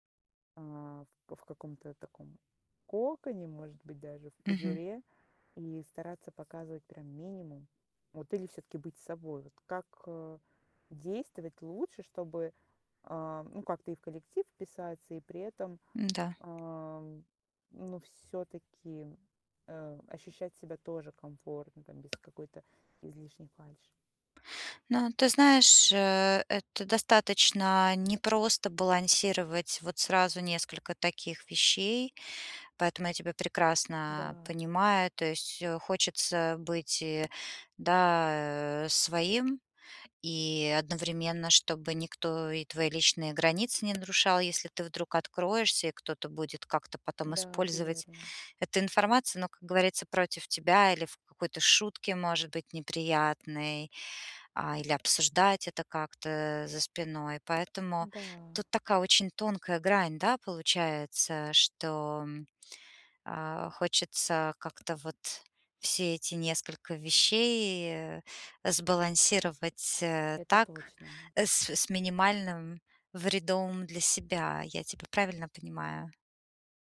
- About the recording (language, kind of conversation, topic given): Russian, advice, Как мне сочетать искренность с желанием вписаться в новый коллектив, не теряя себя?
- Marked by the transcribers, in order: other background noise; tapping